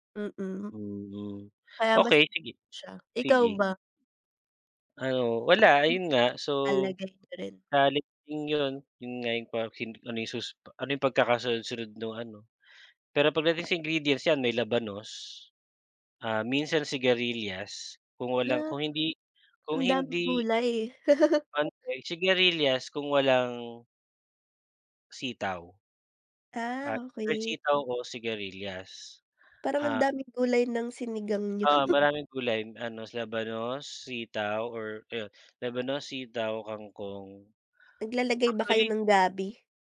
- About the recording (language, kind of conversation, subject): Filipino, unstructured, Ano ang unang pagkaing natutunan mong lutuin?
- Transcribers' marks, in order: unintelligible speech; tapping; chuckle; unintelligible speech; other noise; "gulay" said as "gulayn"; "ano" said as "anos"; "gabi" said as "gwabi"